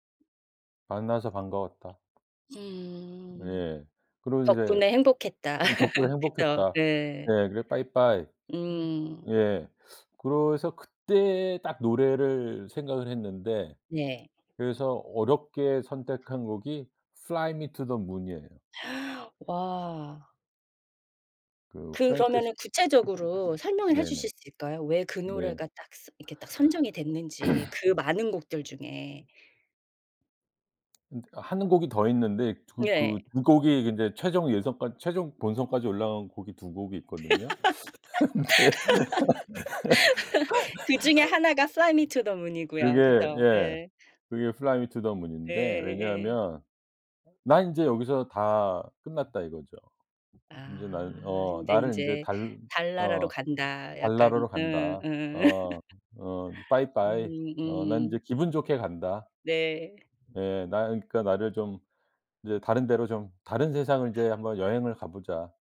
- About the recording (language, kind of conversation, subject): Korean, podcast, 인생 곡을 하나만 꼽는다면 어떤 곡인가요?
- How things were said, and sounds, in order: tapping; other background noise; laugh; other noise; put-on voice: "fly me to the moon이에요"; gasp; put-on voice: "프랭크 시"; throat clearing; laugh; put-on voice: "fly me to the moon이고요"; laughing while speaking: "근데"; laugh; put-on voice: "fly me to the moon"; laugh